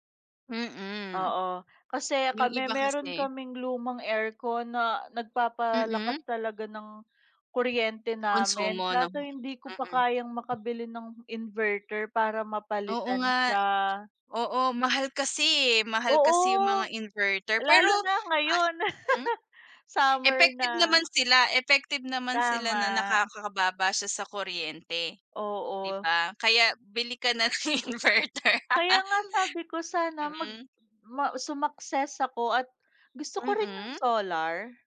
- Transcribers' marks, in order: tapping; other background noise; in English: "inverter"; chuckle; laughing while speaking: "ng inverter"; in English: "solar"
- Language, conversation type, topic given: Filipino, unstructured, Ano ang mga benepisyo ng pagkakaroon ng mga kagamitang pampatalino ng bahay sa iyong tahanan?